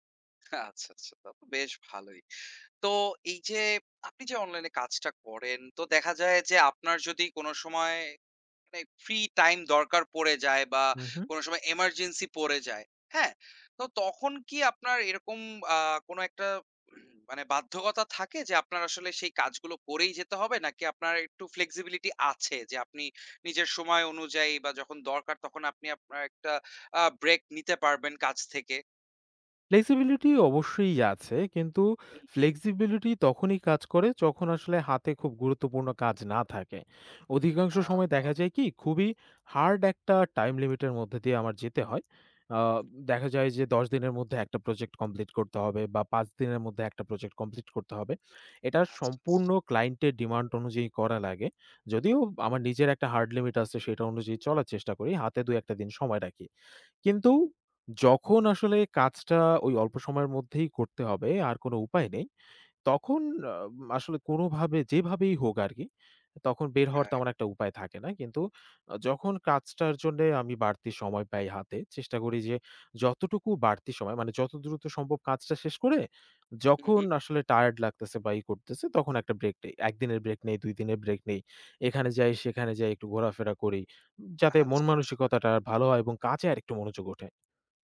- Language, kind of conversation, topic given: Bengali, podcast, কাজ ও ব্যক্তিগত জীবনের ভারসাম্য বজায় রাখতে আপনি কী করেন?
- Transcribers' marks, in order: in English: "ফ্রি টাইম"; throat clearing; unintelligible speech; in English: "টাইম লিমিট"; unintelligible speech